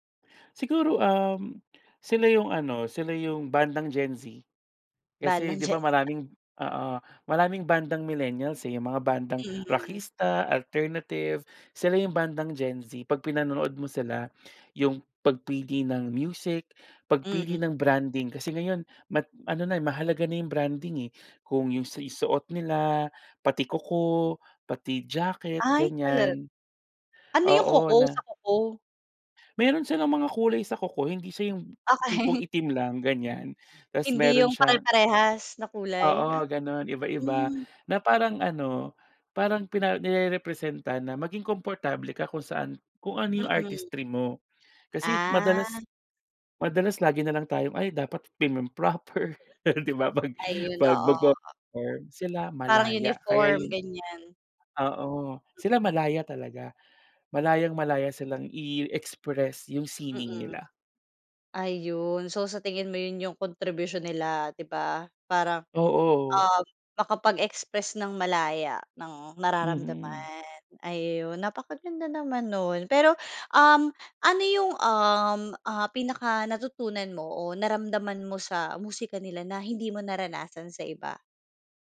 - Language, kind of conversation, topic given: Filipino, podcast, Ano ang paborito mong lokal na mang-aawit o banda sa ngayon, at bakit mo sila gusto?
- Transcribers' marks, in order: "talaga" said as "talag"; other background noise; laughing while speaking: "Okay"; in English: "artistry"; laughing while speaking: "'Di ba"; "magpe-perform" said as "magpeperm"; tapping